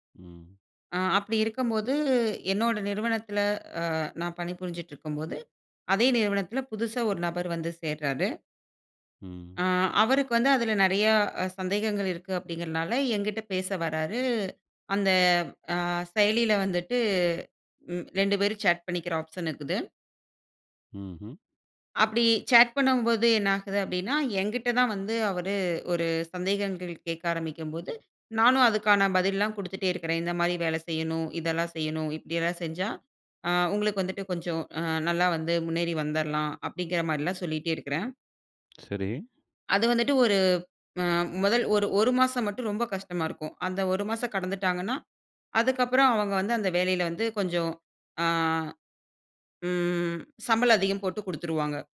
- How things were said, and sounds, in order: in English: "சேட்"; in English: "ஆப்ஷன்"; in English: "சேட்"; drawn out: "ஆ,ம்"
- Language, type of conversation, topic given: Tamil, podcast, சிறு உரையாடலால் பெரிய வாய்ப்பு உருவாகலாமா?